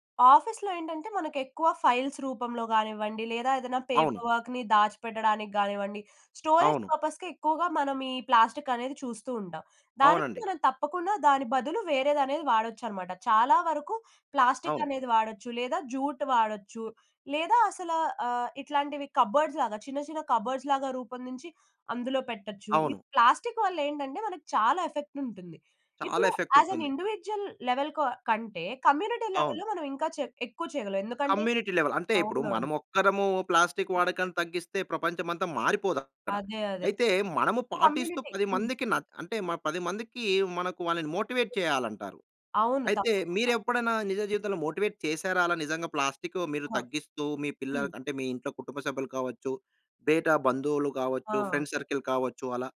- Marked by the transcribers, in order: in English: "ఆఫీస్‌లో"; in English: "ఫైల్స్"; in English: "పేపర్ వర్క్‌ని"; in English: "స్టోరేజ్ పర్పస్‌కి"; in English: "జూట్"; in English: "కబర్డ్స్‌లాగా"; in English: "కబర్డ్స్‌లాగా"; in English: "యాస్ ఎన్ ఇండివిడ్యుయల్, లెవెల్"; other noise; in English: "కమ్యూనిటీ లెవెల్‌లో"; in English: "కమ్యూనిటీ లెవెల్"; other background noise; in English: "కమ్యూనిటీ"; in English: "మోటివేట్"; in English: "మోటివేట్"; in Hindi: "బేటా"; in English: "ఫ్రెండ్ సర్కిల్"
- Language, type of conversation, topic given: Telugu, podcast, ప్లాస్టిక్ వినియోగాన్ని తగ్గించుకోవడానికి ఏ సాధారణ అలవాట్లు సహాయపడతాయి?